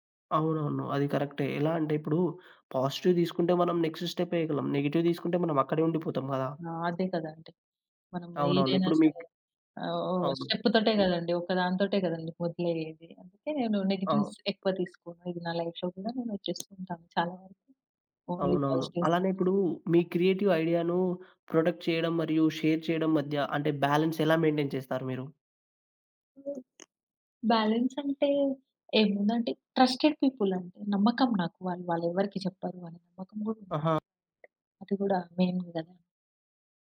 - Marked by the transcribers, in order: in English: "పాజిటివ్"; in English: "నెక్స్ట్ స్టెప్"; in English: "నెగెటివ్"; in English: "నో నెగెటివ్స్"; other background noise; in English: "లైఫ్‌లో"; in English: "ఓన్లీ పాజిటివ్స్"; in English: "క్రియేటివ్"; in English: "ప్రొటెక్ట్"; in English: "షేర్"; in English: "బాలన్స్"; in English: "మెయింటైన్"; in English: "బ్యాలన్స్"; in English: "ట్రస్టెడ్ పీపుల్"; in English: "మెయిన్"
- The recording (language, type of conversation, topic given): Telugu, podcast, మీరు మీ సృజనాత్మక గుర్తింపును ఎక్కువగా ఎవరితో పంచుకుంటారు?